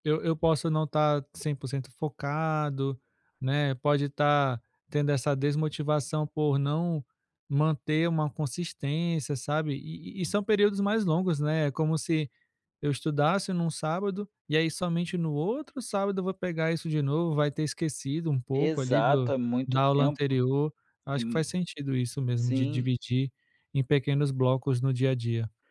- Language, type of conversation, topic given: Portuguese, advice, Como posso manter a motivação quando vejo pouco progresso?
- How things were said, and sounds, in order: none